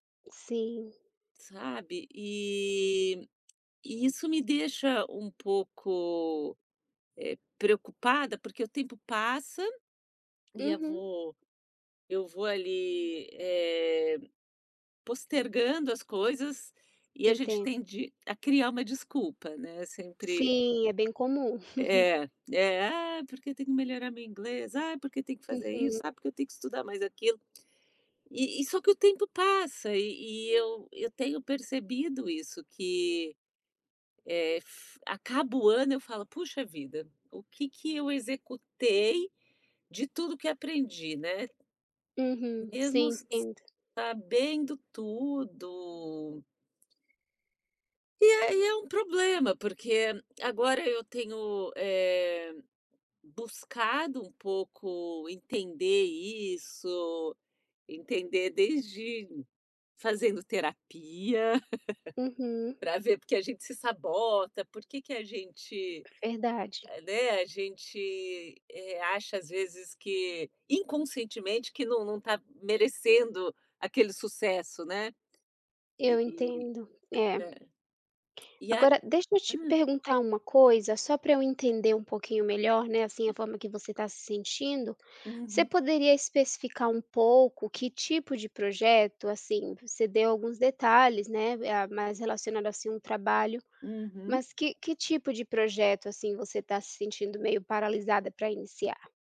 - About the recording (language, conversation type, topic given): Portuguese, advice, Como posso lidar com a paralisia ao começar um projeto novo?
- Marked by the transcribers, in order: tapping; other background noise; chuckle; laugh